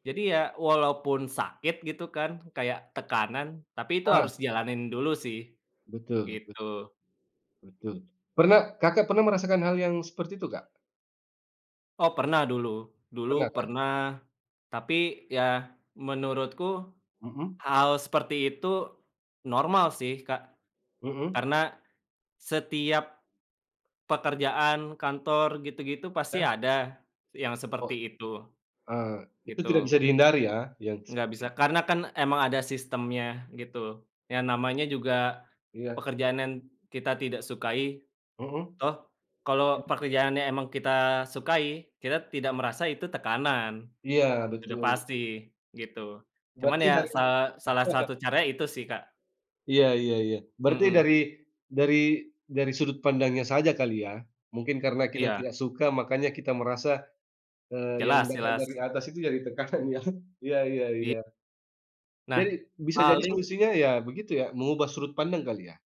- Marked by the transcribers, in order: other background noise; tapping; chuckle; laughing while speaking: "tekanan"
- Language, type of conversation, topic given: Indonesian, unstructured, Apakah Anda lebih memilih pekerjaan yang Anda cintai dengan gaji kecil atau pekerjaan yang Anda benci dengan gaji besar?